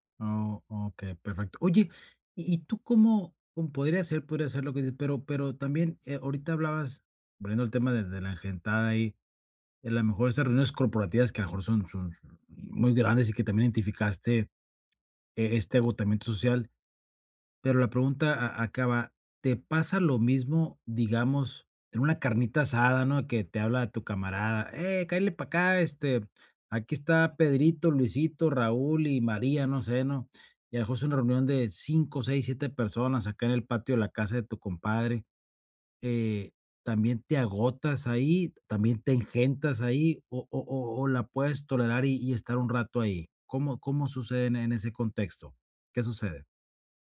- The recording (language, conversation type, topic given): Spanish, advice, ¿Cómo puedo manejar el agotamiento social en fiestas y reuniones?
- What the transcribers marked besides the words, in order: none